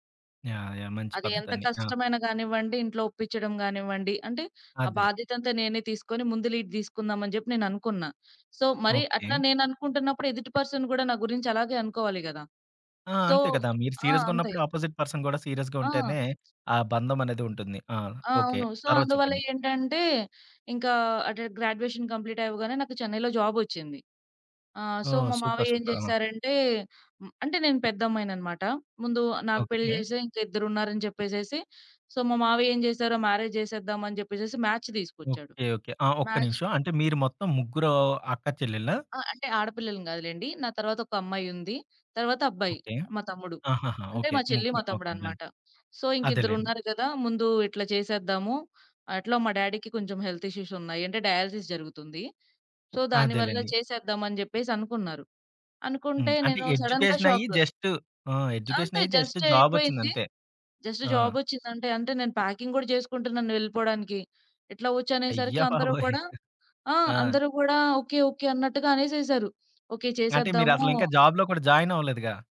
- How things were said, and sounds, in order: in English: "యాహ్! యాహ్!"; in English: "లీడ్"; in English: "సో"; in English: "పర్సన్"; in English: "సో"; tapping; in English: "అపోజిట్ పర్సన్"; in English: "సీరియస్‌గా"; in English: "సో"; in English: "గ్రాడ్యుయేషన్ కంప్లీట్"; in English: "సో"; in English: "సూపర్! సూపర్!"; in English: "సో"; in English: "మ్యారేజ్"; in English: "మ్యాచ్"; in English: "మ్యాచ్"; in English: "డన్"; in English: "సో"; in English: "డ్యాడీకి"; in English: "హెల్త్ ఇష్యూస్"; in English: "డయాలసిస్"; in English: "సో"; in English: "సడెన్‌గా షాక్"; in English: "జస్ట్"; in English: "జస్ట్"; in English: "జస్ట్"; in English: "ప్యాకింగ్"; chuckle; in English: "జాబ్‌లో"; in English: "జాయిన్"
- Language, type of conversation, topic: Telugu, podcast, మీరు కుటుంబంతో ఎదుర్కొన్న సంఘటనల నుంచి నేర్చుకున్న మంచి పాఠాలు ఏమిటి?